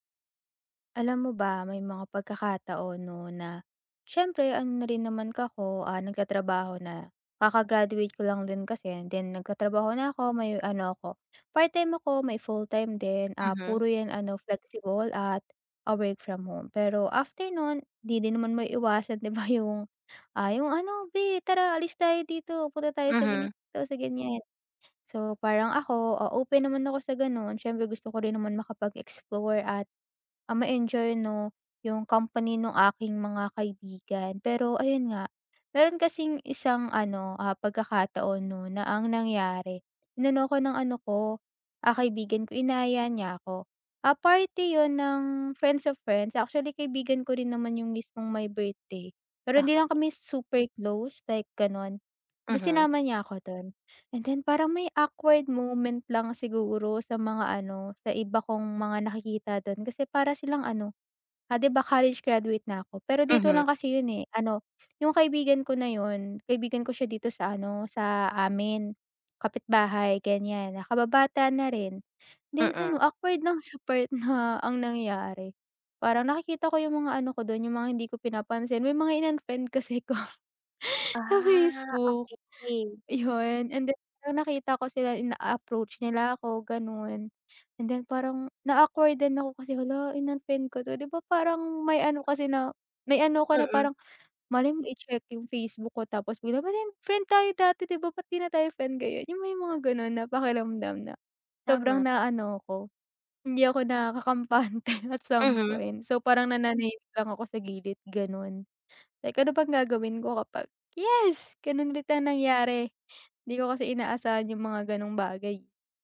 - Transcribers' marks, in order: tapping; other background noise; unintelligible speech
- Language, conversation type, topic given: Filipino, advice, Bakit pakiramdam ko ay naiiba ako at naiilang kapag kasama ko ang barkada?